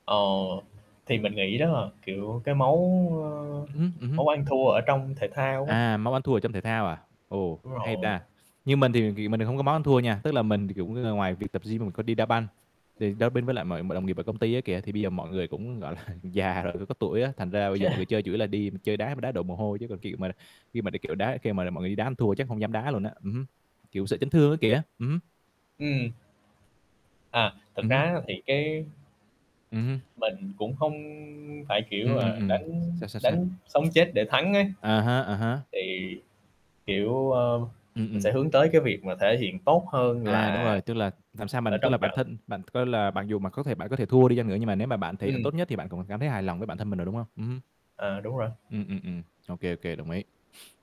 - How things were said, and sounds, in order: static; tapping; other background noise; laughing while speaking: "là"; distorted speech; unintelligible speech; inhale
- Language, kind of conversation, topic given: Vietnamese, unstructured, Bạn cảm thấy thế nào khi đạt được một mục tiêu trong sở thích của mình?